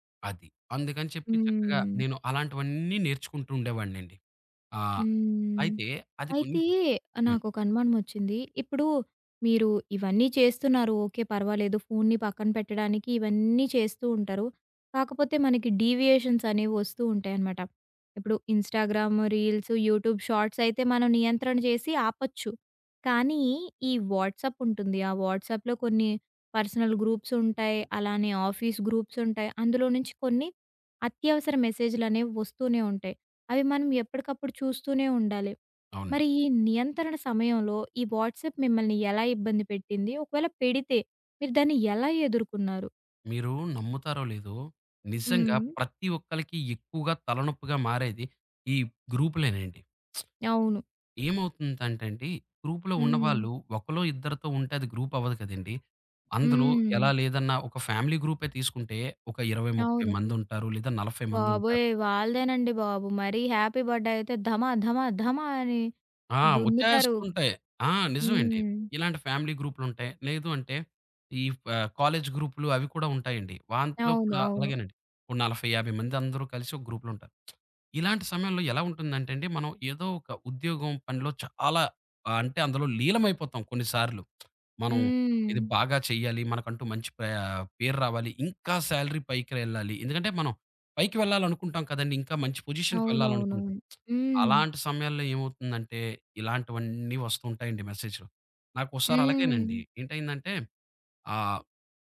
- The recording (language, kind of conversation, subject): Telugu, podcast, స్మార్ట్‌ఫోన్‌లో మరియు సోషల్ మీడియాలో గడిపే సమయాన్ని నియంత్రించడానికి మీకు సరళమైన మార్గం ఏది?
- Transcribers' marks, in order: in English: "డీవియేషన్స్"; in English: "ఇన్‌స్టాగ్రామ్ రీల్స్, యూట్యూబ్ షార్ట్స్"; in English: "వాట్సాప్"; in English: "వాట్సాప్‌లో"; in English: "పర్సనల్ గ్రూప్స్"; in English: "ఆఫీస్ గ్రూప్స్"; in English: "వాట్సాప్"; other background noise; lip smack; in English: "గ్రూప్‌లో"; in English: "గ్రూప్"; in English: "హ్యాపీ బర్డే"; in English: "ఫ్యామిలీ"; in English: "గ్రూప్‌లో"; lip smack; in English: "శాలరీ"; in English: "పొజిషన్‌కీ"; lip smack; in English: "మెసేజ్‌లో"